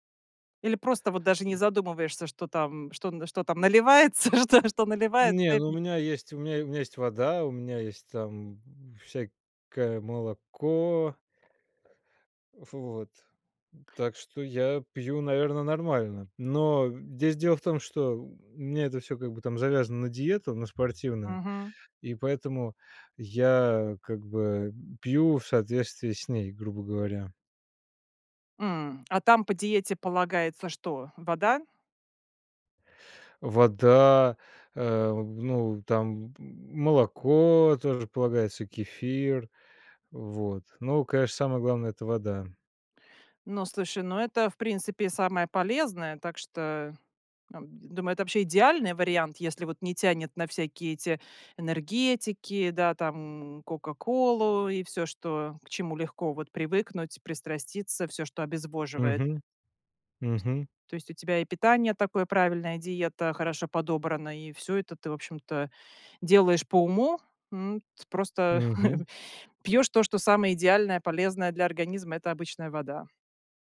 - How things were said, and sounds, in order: other noise; laughing while speaking: "наливается?"; chuckle; grunt; other background noise; chuckle
- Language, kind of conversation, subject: Russian, podcast, Какие напитки помогают или мешают тебе спать?